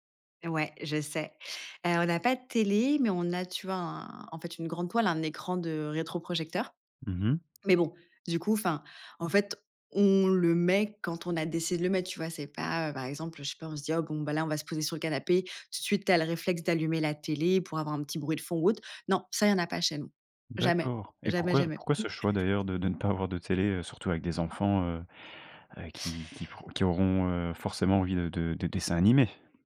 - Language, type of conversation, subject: French, podcast, Qu’est-ce qui rend ta maison chaleureuse ?
- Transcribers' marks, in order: other noise